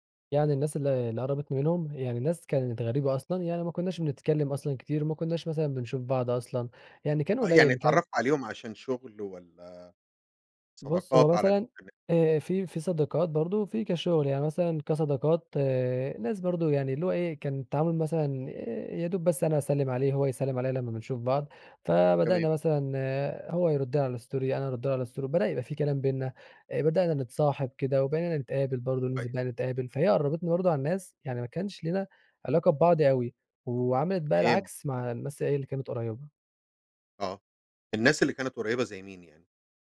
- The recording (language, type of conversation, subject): Arabic, podcast, إزاي السوشيال ميديا أثّرت على علاقاتك اليومية؟
- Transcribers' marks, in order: tapping; in English: "الstory"; in English: "الstory"